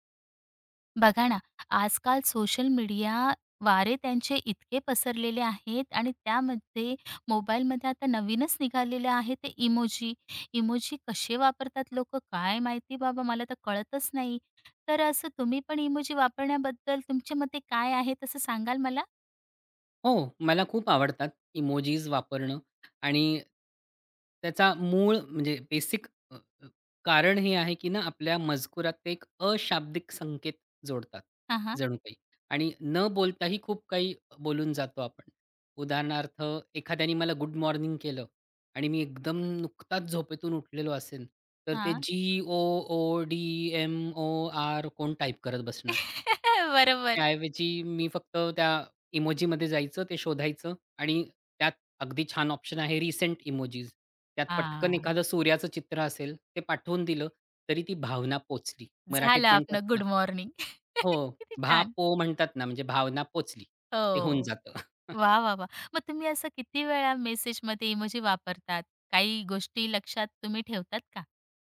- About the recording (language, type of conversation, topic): Marathi, podcast, इमोजी वापरण्याबद्दल तुमची काय मते आहेत?
- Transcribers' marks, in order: tapping; laugh; laughing while speaking: "बरोबर"; laugh; joyful: "किती छान!"; chuckle